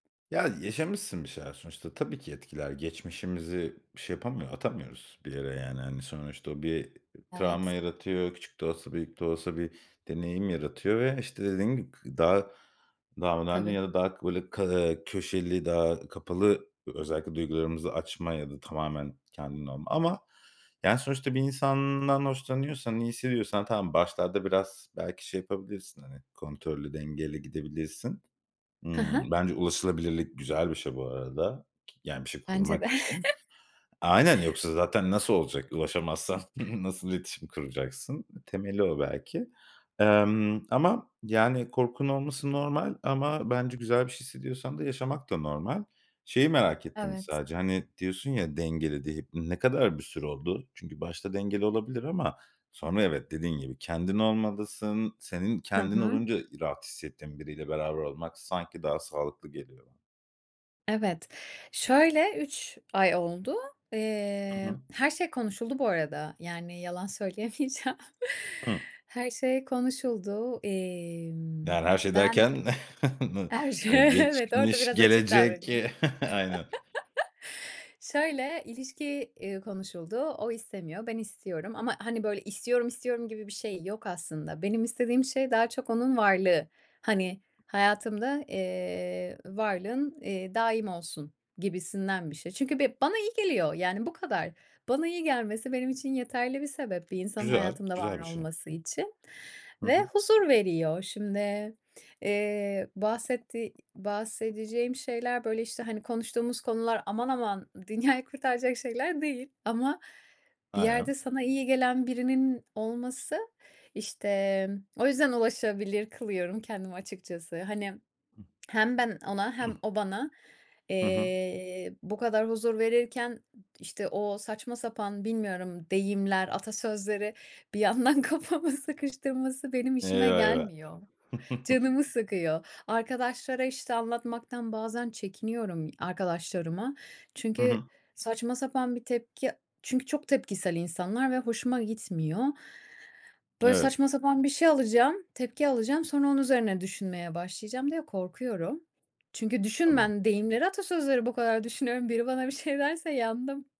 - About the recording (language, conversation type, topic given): Turkish, advice, Ulaşılabilir ama zorlayıcı hedefler belirlerken dengeyi nasıl kurabilirim?
- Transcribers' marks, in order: other background noise; chuckle; laughing while speaking: "Ulaşamazsan"; chuckle; unintelligible speech; laughing while speaking: "söyleyemeyeceğim"; swallow; laugh; chuckle; chuckle; tapping; laughing while speaking: "dünyayı"; throat clearing; laughing while speaking: "kafamı sıkıştırması"; chuckle